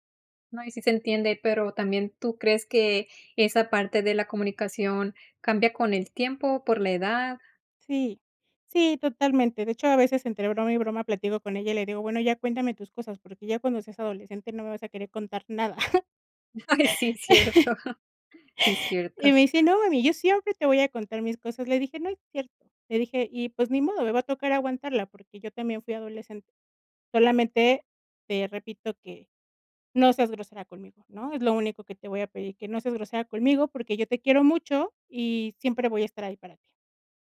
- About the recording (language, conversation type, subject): Spanish, podcast, ¿Cómo describirías una buena comunicación familiar?
- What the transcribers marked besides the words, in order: chuckle; laughing while speaking: "Ay, sí"; laugh